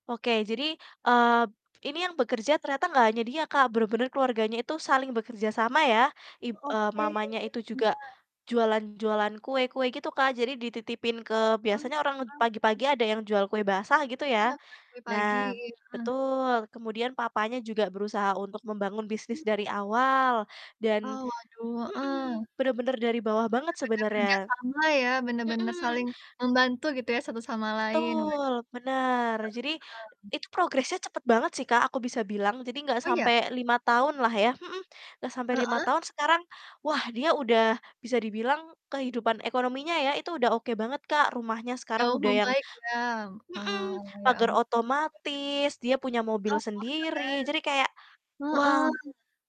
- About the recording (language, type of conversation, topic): Indonesian, unstructured, Apakah kamu percaya bahwa semua orang memiliki kesempatan yang sama untuk meraih kesuksesan?
- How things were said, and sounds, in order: distorted speech; tapping; other background noise; static